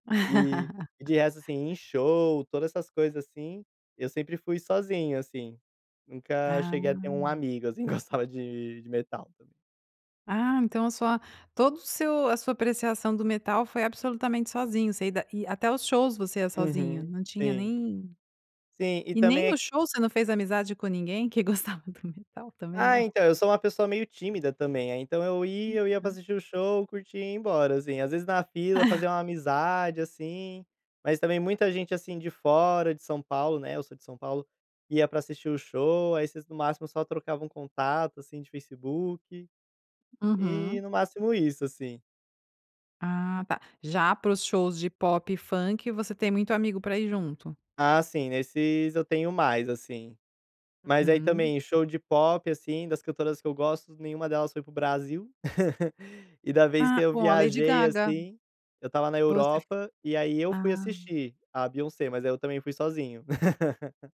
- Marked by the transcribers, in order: laugh; chuckle; chuckle; tapping; unintelligible speech; chuckle; laugh; laugh
- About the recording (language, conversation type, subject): Portuguese, podcast, Que tipo de música você achava ruim, mas hoje curte?